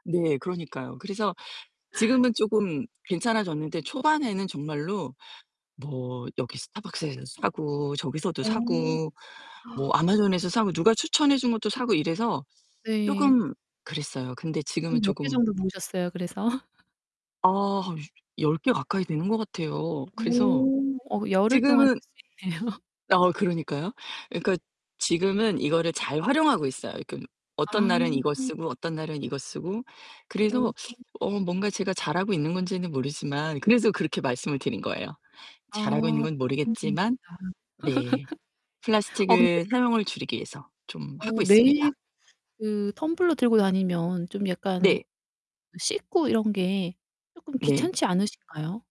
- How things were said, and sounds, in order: other background noise; tapping; static; gasp; distorted speech; laughing while speaking: "그래서?"; laughing while speaking: "있네요"; laugh
- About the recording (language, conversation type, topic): Korean, podcast, 플라스틱 사용을 줄이기 위해 어떤 습관을 들이면 좋을까요?